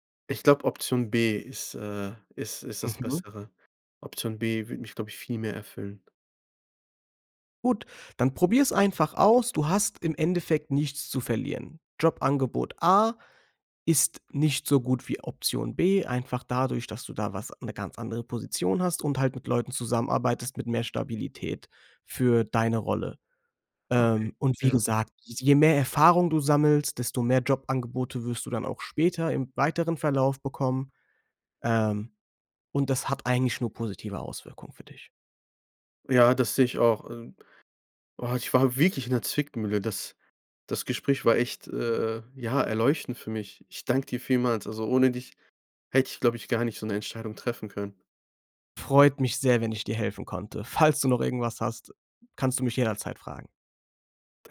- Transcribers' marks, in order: stressed: "wirklich"
- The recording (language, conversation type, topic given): German, advice, Wie wäge ich ein Jobangebot gegenüber mehreren Alternativen ab?